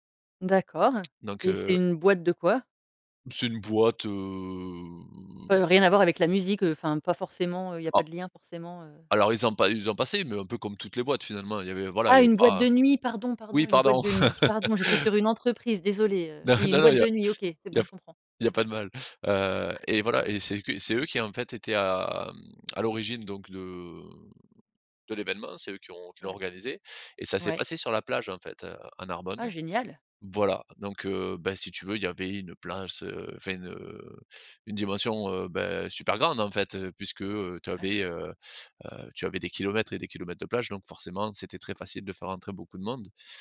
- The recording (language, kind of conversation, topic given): French, podcast, Quel est ton meilleur souvenir de festival entre potes ?
- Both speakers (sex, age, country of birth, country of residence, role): female, 40-44, France, Netherlands, host; male, 35-39, France, France, guest
- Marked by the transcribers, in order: drawn out: "heu"; laugh; laughing while speaking: "Non, non, non, il y a"; drawn out: "mmh"